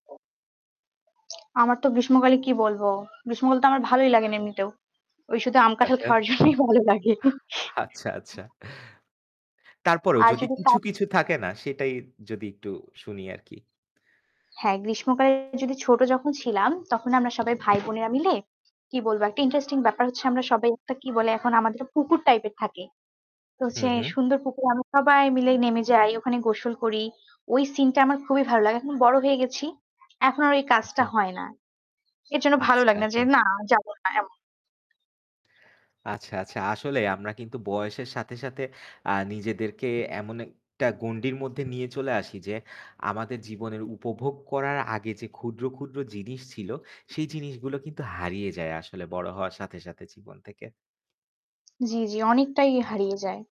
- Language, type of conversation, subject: Bengali, unstructured, গ্রীষ্মকাল ও শীতকালের মধ্যে আপনার প্রিয় ঋতু কোনটি, এবং কেন?
- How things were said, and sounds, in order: other background noise; laughing while speaking: "খাওয়ার জন্যই ভালো লাগে"; distorted speech; "আচ্ছা" said as "অ্যাচ্ছা"; static; tapping; horn